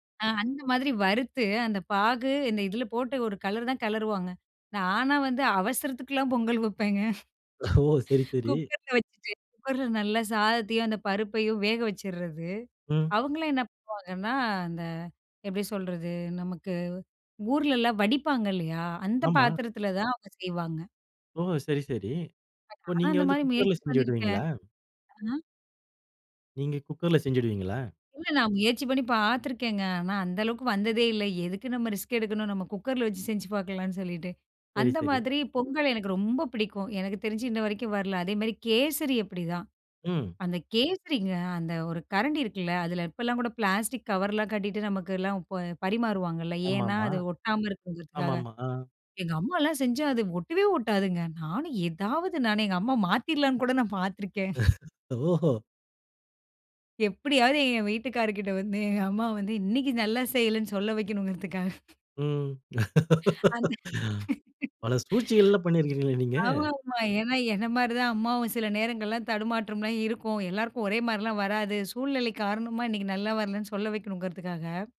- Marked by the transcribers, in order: laughing while speaking: "பொங்கல் வப்பேங்க"; laughing while speaking: "ஓ"; unintelligible speech; surprised: "எங்க அம்மாலா செஞ்சா அது ஒட்டவே ஒட்டாதுங்க"; laughing while speaking: "பார்த்துருக்கேன்"; chuckle; chuckle; laugh; laughing while speaking: "அந்த"
- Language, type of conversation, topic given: Tamil, podcast, அம்மாவின் குறிப்பிட்ட ஒரு சமையல் குறிப்பை பற்றி சொல்ல முடியுமா?